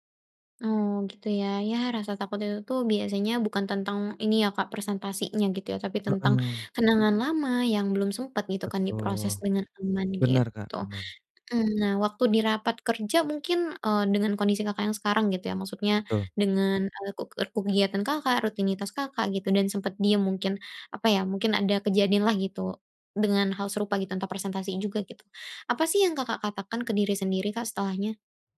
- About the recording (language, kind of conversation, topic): Indonesian, advice, Bagaimana cara mengurangi kecemasan saat berbicara di depan umum?
- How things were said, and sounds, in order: other animal sound